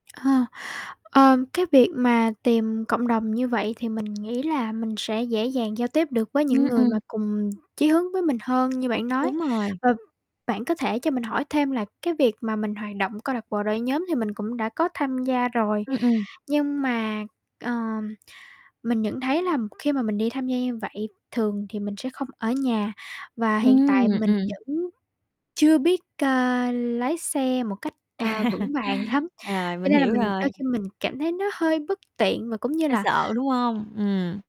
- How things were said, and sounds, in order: other background noise; distorted speech; laugh; laughing while speaking: "lắm"
- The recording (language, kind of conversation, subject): Vietnamese, advice, Làm thế nào để bạn đối phó khi không nhận được sự ủng hộ từ người thân cho mục tiêu của mình?